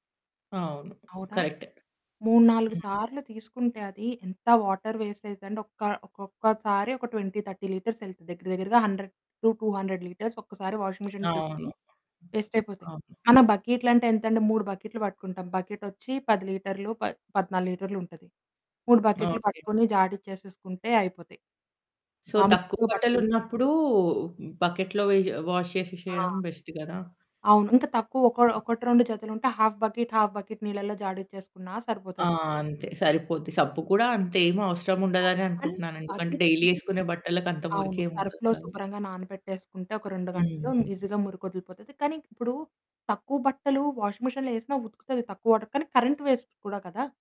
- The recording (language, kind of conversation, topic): Telugu, podcast, మీ ఇంట్లో నీటిని ఎలా ఆదా చేస్తారు?
- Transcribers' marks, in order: static; in English: "వాటర్ వేస్ట్"; in English: "ట్వెంటి థర్టి లీటర్స్"; in English: "హండ్రెడ్ టు టూ హండ్రెడ్ లీటర్స్"; other background noise; in English: "వాషింగ్ మిషన్ ట్రిప్‌కి వేస్ట్"; in English: "సో"; distorted speech; in English: "బకెట్‌లో"; in English: "వాష్"; in English: "బెస్ట్"; unintelligible speech; in English: "హాఫ్ బకెట్, హాఫ్ బకెట్"; in English: "అండ్"; in English: "డైలీ"; in English: "ఈజీగా"; in English: "వాషింగ్ మిషిన్‌లో"; in English: "వాటర్"; in English: "వేస్ట్"